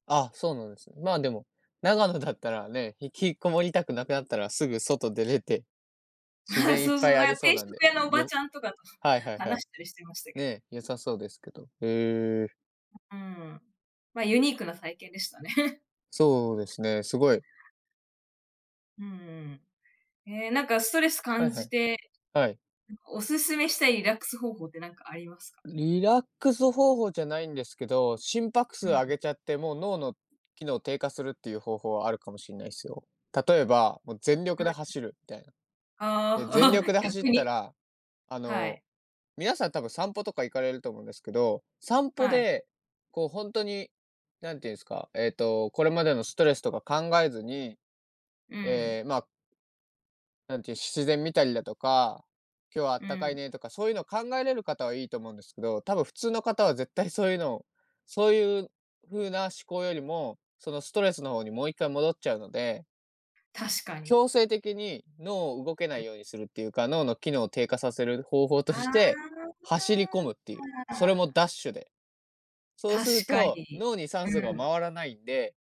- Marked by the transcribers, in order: chuckle; tapping; other background noise; unintelligible speech; chuckle; drawn out: "ああ"
- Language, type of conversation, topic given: Japanese, unstructured, どうやってストレスを解消していますか？